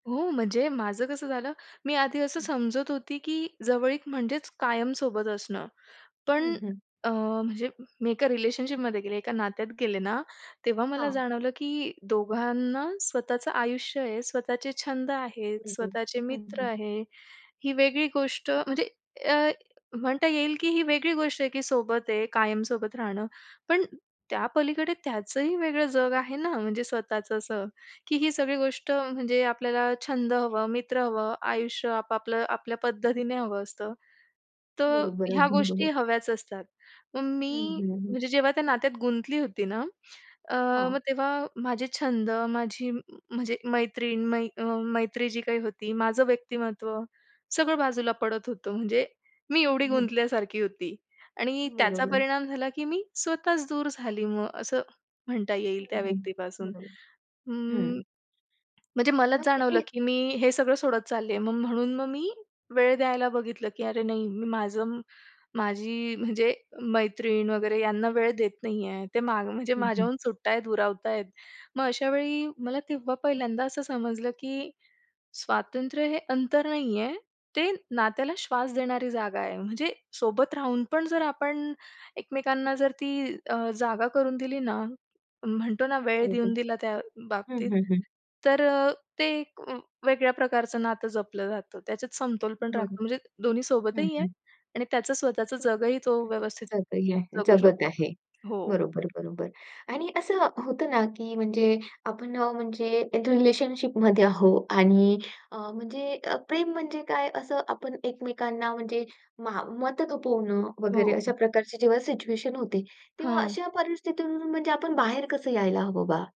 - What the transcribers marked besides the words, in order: tapping; other background noise; in English: "रिलेशनशिपमध्ये"; chuckle; other noise; unintelligible speech; in English: "रिलेशनशिपमध्ये"
- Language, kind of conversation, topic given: Marathi, podcast, नात्यात एकमेकांच्या स्वातंत्र्याचा समतोल कसा राखायचा?
- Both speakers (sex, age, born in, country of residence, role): female, 25-29, India, India, guest; female, 35-39, India, India, host